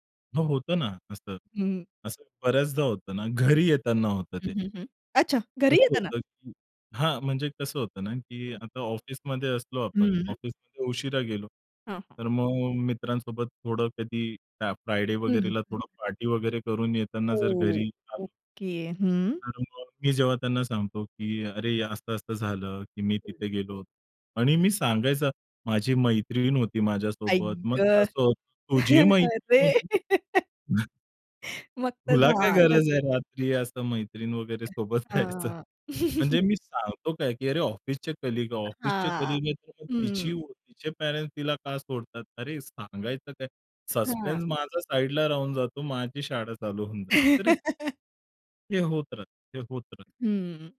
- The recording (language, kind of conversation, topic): Marathi, podcast, कथा सांगताना सस्पेन्स कसा तयार करता?
- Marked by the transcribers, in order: anticipating: "घरी येताना?"; chuckle; laughing while speaking: "अरे"; laugh; chuckle; other background noise; laughing while speaking: "सोबत जायचं?"; chuckle; in English: "कलीग"; in English: "कलीग"; in English: "सस्पेन्स"; chuckle; laughing while speaking: "तर हे"